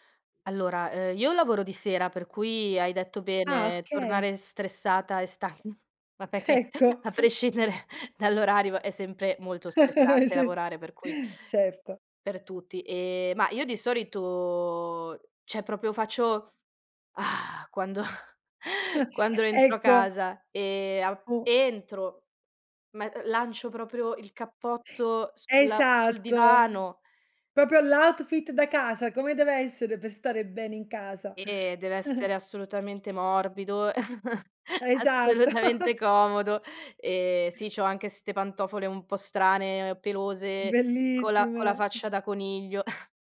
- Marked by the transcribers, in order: tapping; laughing while speaking: "stan"; laughing while speaking: "Ecco"; laughing while speaking: "prescindere"; chuckle; chuckle; laughing while speaking: "Sì"; drawn out: "solito"; "cioè" said as "ceh"; "proprio" said as "propio"; put-on voice: "Ah!"; laughing while speaking: "Quando"; chuckle; other background noise; "Proprio" said as "propio"; in English: "outfit"; chuckle; laughing while speaking: "assolutamente"; laugh; other noise; chuckle
- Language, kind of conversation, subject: Italian, podcast, Che cosa rende davvero una casa accogliente per te?